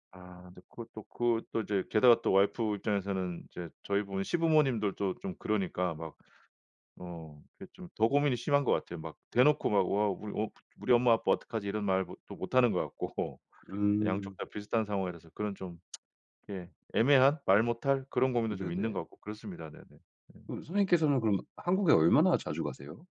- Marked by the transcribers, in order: laughing while speaking: "같고"; tsk; other background noise
- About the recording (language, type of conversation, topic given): Korean, advice, 부모님이나 가족의 노화로 돌봄 책임이 생겨 불안할 때 어떻게 하면 좋을까요?